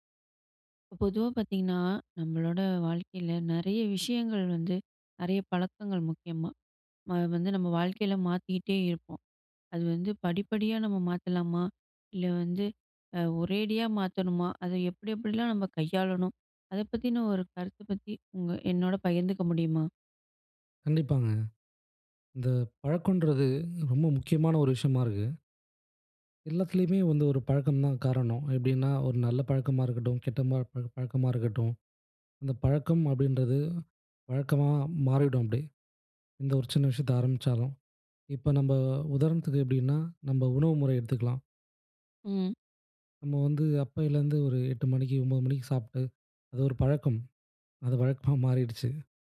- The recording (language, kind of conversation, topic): Tamil, podcast, ஒரு பழக்கத்தை உடனே மாற்றலாமா, அல்லது படிப்படியாக மாற்றுவது நல்லதா?
- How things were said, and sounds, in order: chuckle